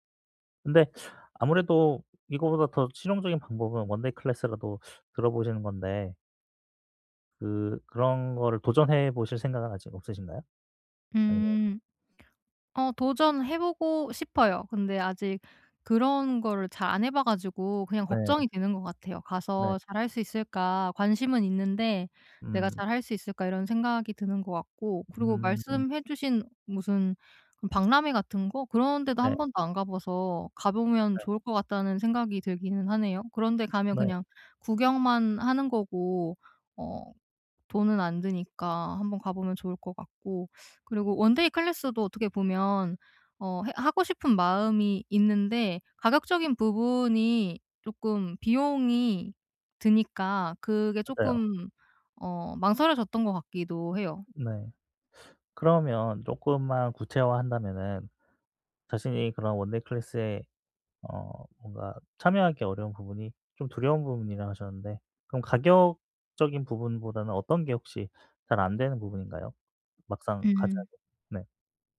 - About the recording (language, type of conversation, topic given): Korean, advice, 새로운 취미를 시작하는 게 무서운데 어떻게 시작하면 좋을까요?
- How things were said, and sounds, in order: in English: "원데이 클래스라도"; in English: "원데이 클래스도"; in English: "원데이 클래스에"